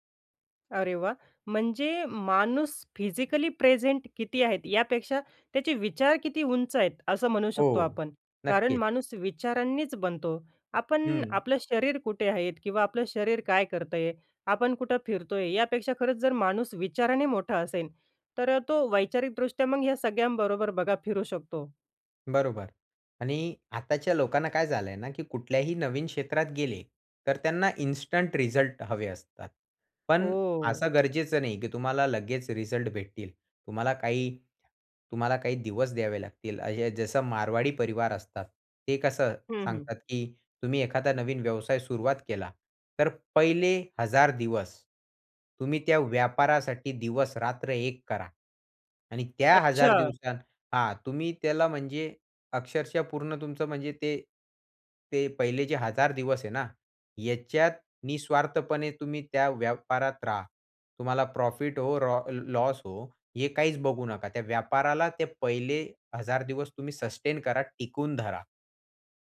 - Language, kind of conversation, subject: Marathi, podcast, नवीन क्षेत्रात उतरताना ज्ञान कसं मिळवलंत?
- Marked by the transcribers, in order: in English: "फिजिकली प्रेझेंट"; in English: "सस्टेन"